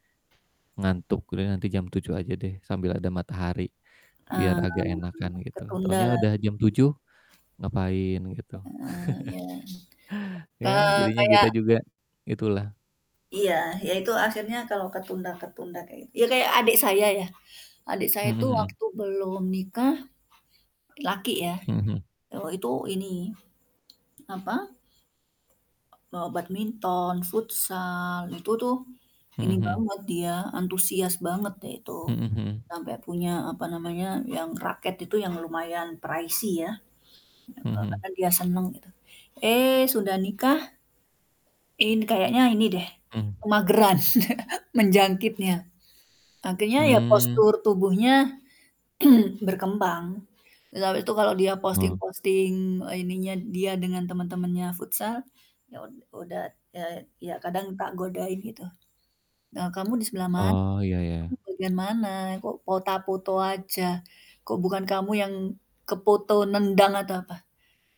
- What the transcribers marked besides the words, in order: other background noise; static; distorted speech; drawn out: "Eee"; chuckle; tapping; in English: "pricey"; chuckle; throat clearing; unintelligible speech
- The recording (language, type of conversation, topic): Indonesian, unstructured, Apa yang membuat olahraga penting dalam kehidupan sehari-hari?